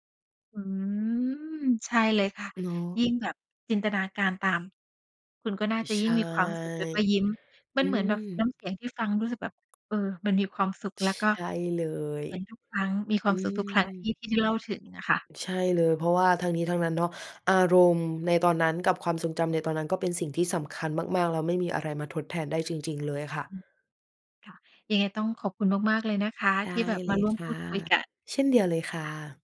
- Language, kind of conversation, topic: Thai, podcast, สิ่งของชิ้นไหนในตู้เสื้อผ้าของคุณที่สำคัญที่สุด?
- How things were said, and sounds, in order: tapping